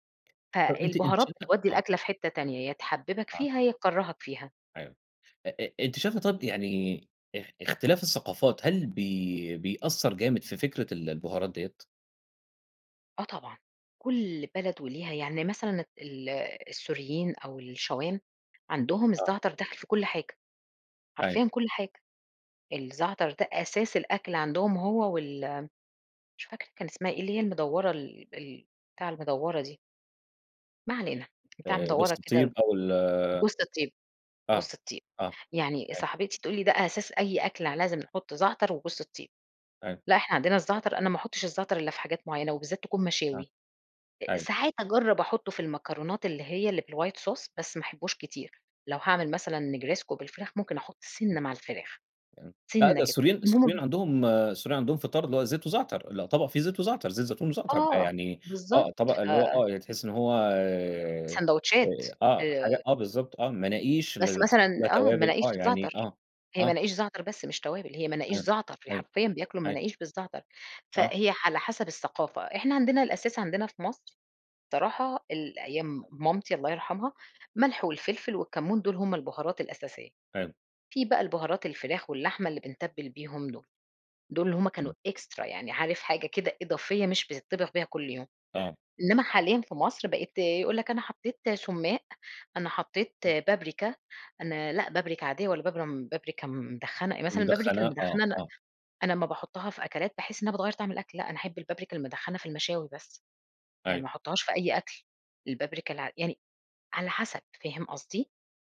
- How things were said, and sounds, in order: tapping; in English: "بالwhite sauce"; other noise; in Italian: "نجريسكو"; unintelligible speech; unintelligible speech; unintelligible speech; unintelligible speech; in English: "إكسترا"; unintelligible speech
- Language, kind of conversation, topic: Arabic, podcast, إيه أكتر توابل بتغيّر طعم أي أكلة وبتخلّيها أحلى؟